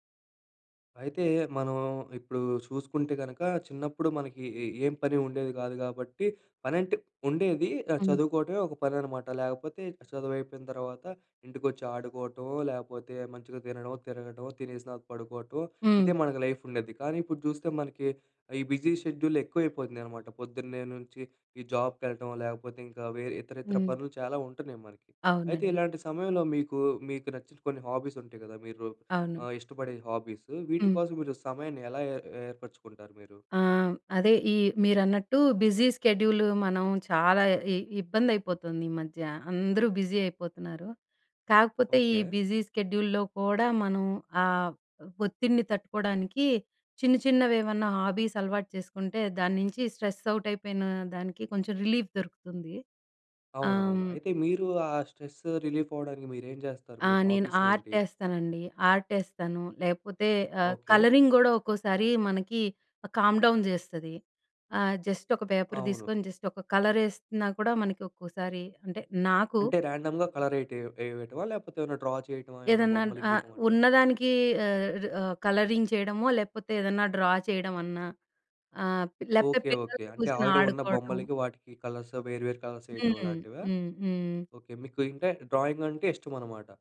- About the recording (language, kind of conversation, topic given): Telugu, podcast, బిజీ షెడ్యూల్లో హాబీకి సమయం ఎలా కేటాయించుకోవాలి?
- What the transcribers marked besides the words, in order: hiccup; in English: "లైఫ్"; in English: "బిజీ షెడ్యూల్"; "ఇతరత్రా" said as "ఇతరిత్రా"; in English: "హాబీస్"; in English: "హాబీస్"; in English: "బిజీ స్కెడ్యూల్"; in English: "బిజీ స్కెడ్యూల్‌లో"; in English: "హాబీస్"; in English: "స్ట్రెస్ అవుట్"; in English: "రిలీఫ్"; in English: "స్ట్రెస్ రిలీఫ్"; in English: "హాబీస్"; in English: "కలరింగ్"; in English: "కామ్ డౌన్"; in English: "జస్ట్"; in English: "జస్ట్"; in English: "కలర్"; in English: "రాండమ్‌గా కలర్"; in English: "డ్రా"; in English: "కలరింగ్"; in English: "డ్రా"; in English: "ఆల్రెడీ"; in English: "కలర్స్"; in English: "కలర్స్"; in English: "డ్రాయింగ్"